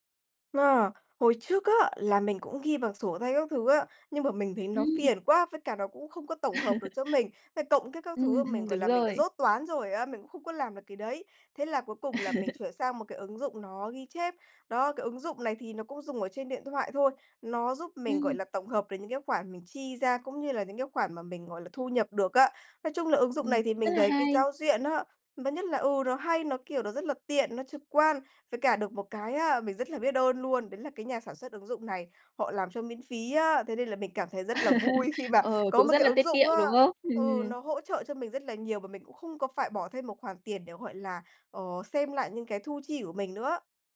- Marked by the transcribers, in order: laugh; laugh; laugh
- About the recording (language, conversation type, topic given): Vietnamese, advice, Vì sao bạn khó kiên trì theo dõi kế hoạch tài chính cá nhân của mình?